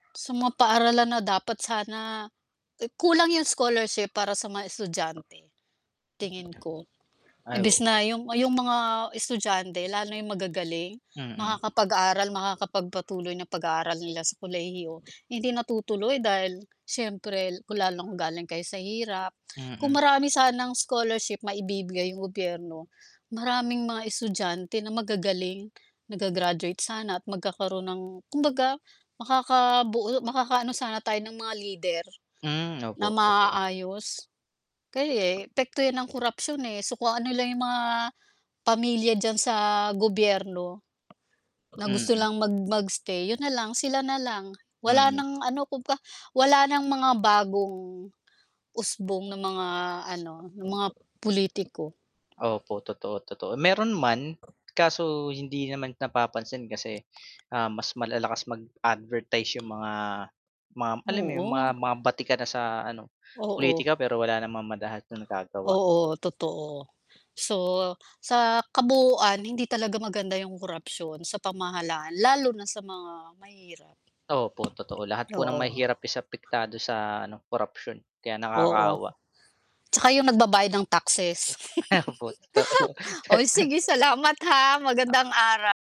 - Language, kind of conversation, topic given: Filipino, unstructured, Ano ang epekto ng korapsyon sa pamahalaan sa ating buhay?
- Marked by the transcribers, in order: static; dog barking; tapping; distorted speech; other background noise; mechanical hum; "madalas" said as "madahas"; laughing while speaking: "Opo, totoo"; giggle